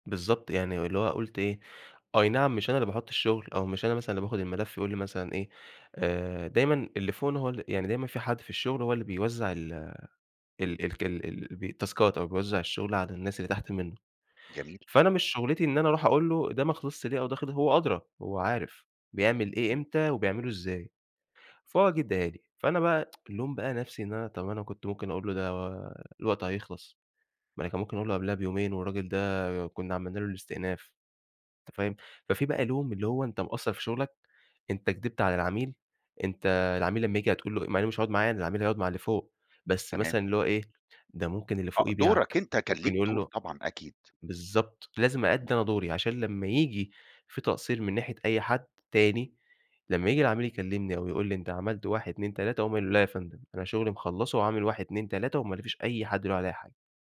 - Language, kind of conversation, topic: Arabic, podcast, إزاي تقدر تتخلّص من لوم الذات؟
- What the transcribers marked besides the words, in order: in English: "تاسكات"; tsk